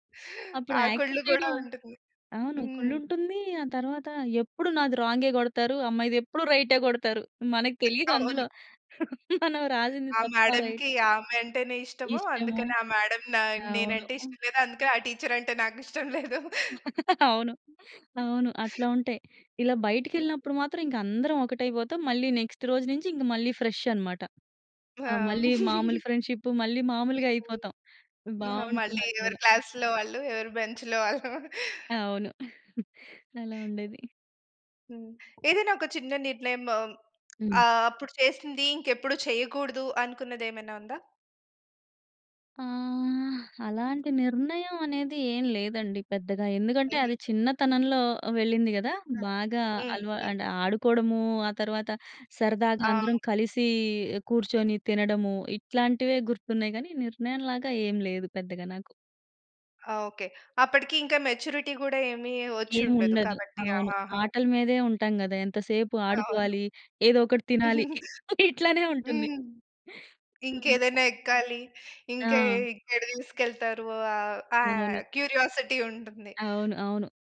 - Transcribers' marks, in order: in English: "యాక్సెప్ట్"; tapping; other background noise; chuckle; in English: "టీచర్"; laugh; in English: "నెక్స్ట్"; in English: "ఫ్రెష్"; laugh; in English: "ఫ్రెండ్షిప్"; in English: "క్లాస్‌లో"; in English: "బెంచ్‌లో"; laugh; chuckle; in English: "మెచ్యూరిటీ"; laugh; other noise; in English: "క్యూరియాసిటీ"
- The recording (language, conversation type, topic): Telugu, podcast, మీ చిన్నప్పటి స్కూల్ ప్రయాణం లేదా పిక్నిక్‌లో జరిగిన ఒక మధురమైన సంఘటనను చెప్పగలరా?